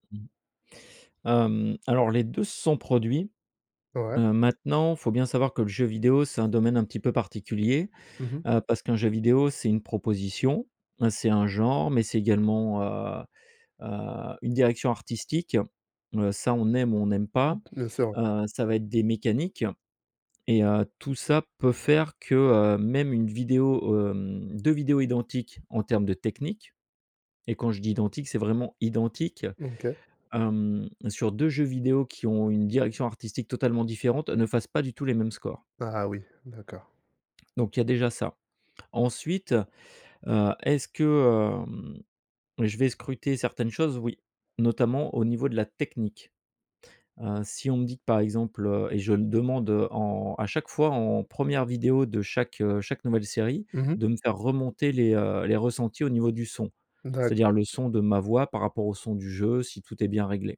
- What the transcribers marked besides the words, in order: other background noise; stressed: "technique"
- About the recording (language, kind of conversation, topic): French, podcast, Comment gères-tu les critiques quand tu montres ton travail ?